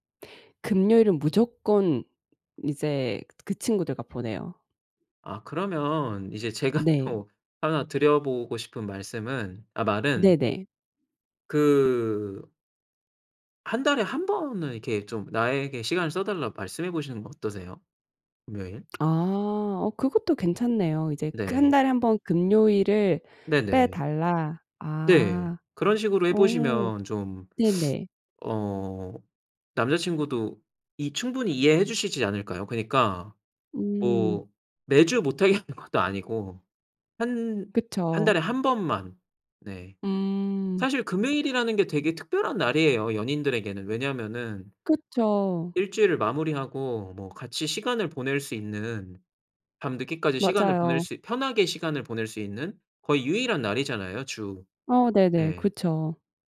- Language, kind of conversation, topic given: Korean, advice, 자주 다투는 연인과 어떻게 대화하면 좋을까요?
- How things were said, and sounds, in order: other background noise; laughing while speaking: "제가 또"; teeth sucking; laughing while speaking: "하는"